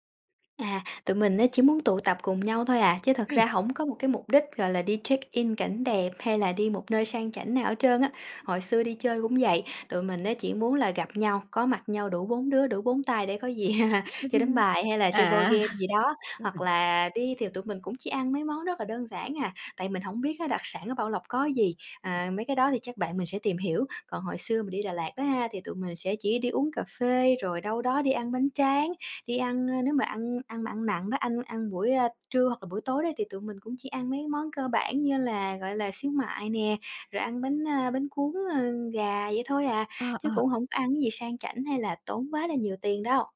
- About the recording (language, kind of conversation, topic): Vietnamese, advice, Làm sao để tiết kiệm tiền khi đi chơi với bạn bè mà vẫn vui?
- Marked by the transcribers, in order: other background noise; in English: "check-in"; tapping; chuckle; laughing while speaking: "À!"; unintelligible speech; in English: "board game"; unintelligible speech